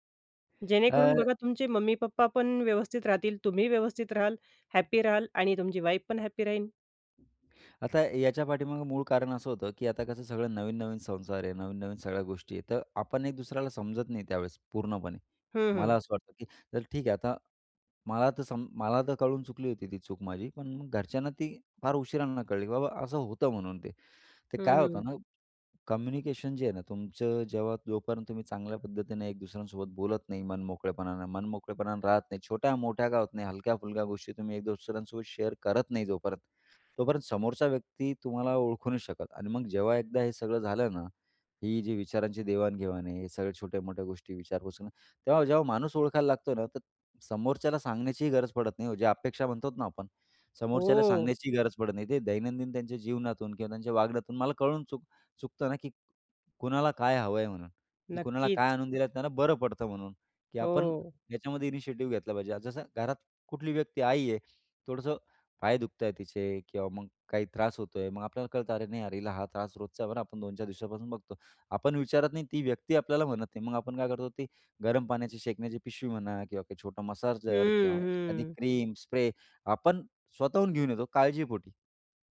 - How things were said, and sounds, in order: other noise; tapping; in English: "शेअर"; in English: "इनिशिएटिव्ह"
- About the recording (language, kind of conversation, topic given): Marathi, podcast, कुटुंब आणि जोडीदार यांच्यात संतुलन कसे साधावे?